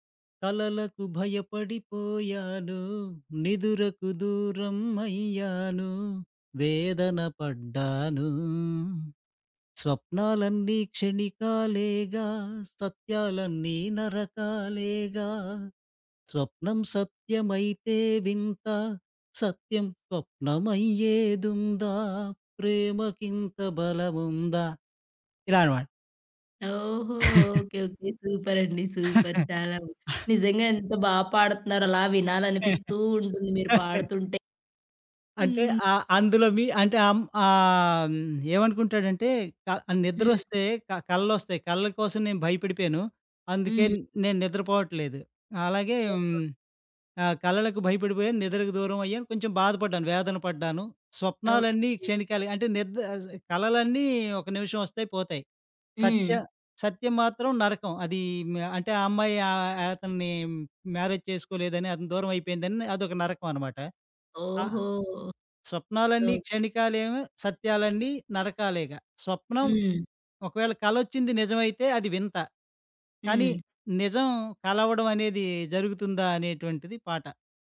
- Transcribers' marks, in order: singing: "కలలకు భయపడిపోయాను, నిదురకు దూరం అయ్యాను … స్వప్నమయ్యేదుందా? ప్రేమకింత బలముందా?"; chuckle; in English: "సూపర్"; chuckle; chuckle; in English: "మ్యారేజ్"; other background noise
- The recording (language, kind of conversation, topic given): Telugu, podcast, మీకు ఇష్టమైన పాట ఏది, ఎందుకు?